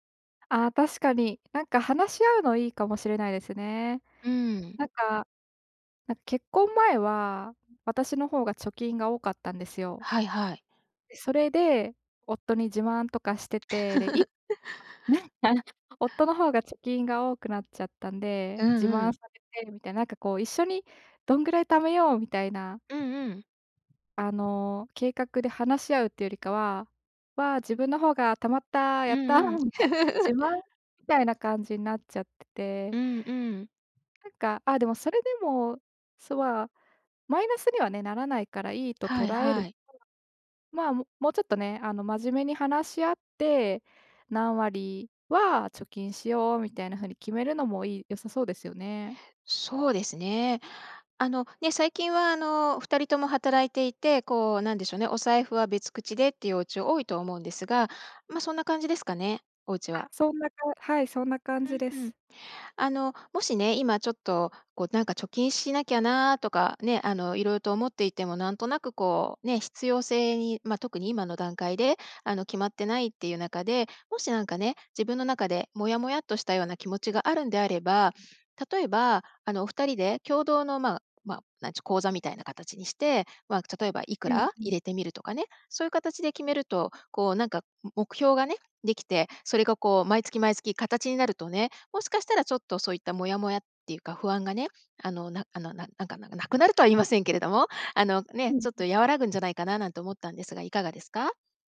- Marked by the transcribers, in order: laugh; other noise; laugh
- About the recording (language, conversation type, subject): Japanese, advice, 将来のためのまとまった貯金目標が立てられない